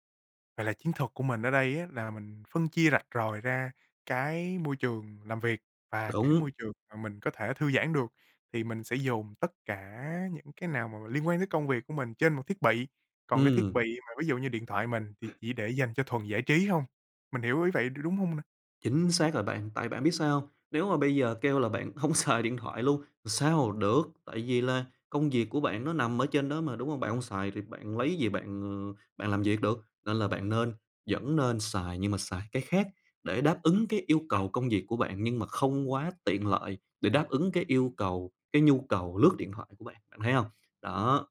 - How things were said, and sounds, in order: tapping; other background noise; laughing while speaking: "xài"; "làm" said as "ừn"
- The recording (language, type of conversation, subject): Vietnamese, advice, Làm sao để tập trung khi liên tục nhận thông báo từ điện thoại và email?